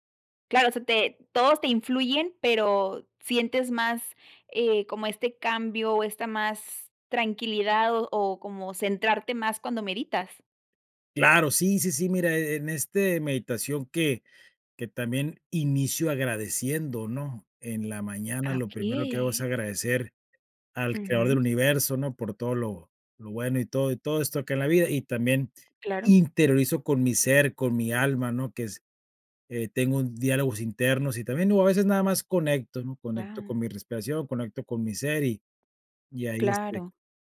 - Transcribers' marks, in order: none
- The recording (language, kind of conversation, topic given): Spanish, podcast, ¿Qué hábitos te ayudan a mantenerte firme en tiempos difíciles?